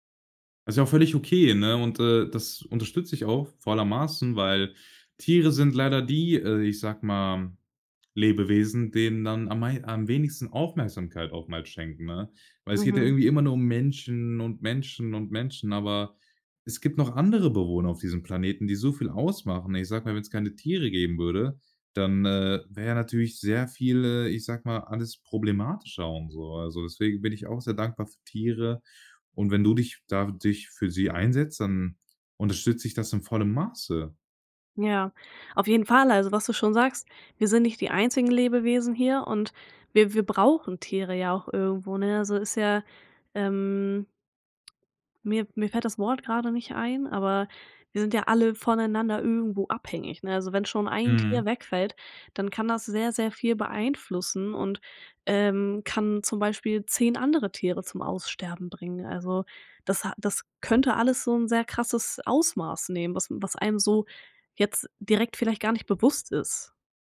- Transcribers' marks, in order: drawn out: "ähm"; other background noise; stressed: "ein"
- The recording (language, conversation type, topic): German, podcast, Erzähl mal, was hat dir die Natur über Geduld beigebracht?